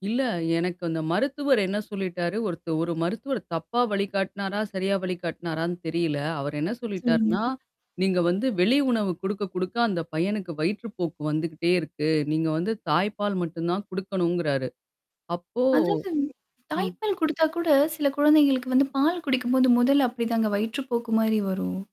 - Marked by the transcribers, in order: static
- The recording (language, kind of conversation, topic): Tamil, podcast, நீங்கள் ஆரம்பத்தில் செய்த மிகப் பெரிய தவறு என்ன?